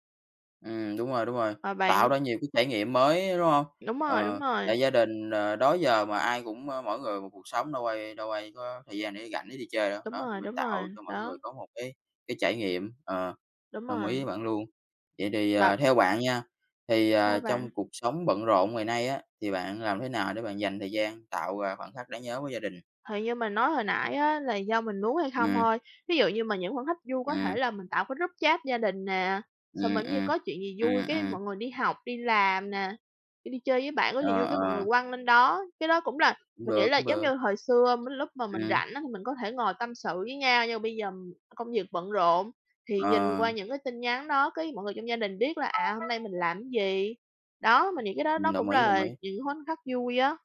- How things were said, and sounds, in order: other background noise; in English: "group chat"; alarm
- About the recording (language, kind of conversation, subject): Vietnamese, unstructured, Khoảnh khắc nào trong gia đình khiến bạn nhớ nhất?